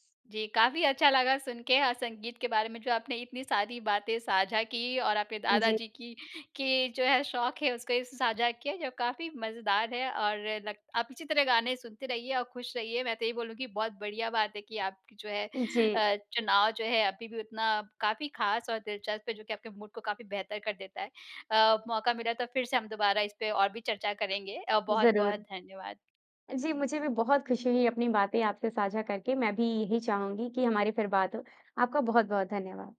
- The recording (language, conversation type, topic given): Hindi, podcast, आपके लिए संगीत सुनने का क्या मतलब है?
- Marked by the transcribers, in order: in English: "मूड"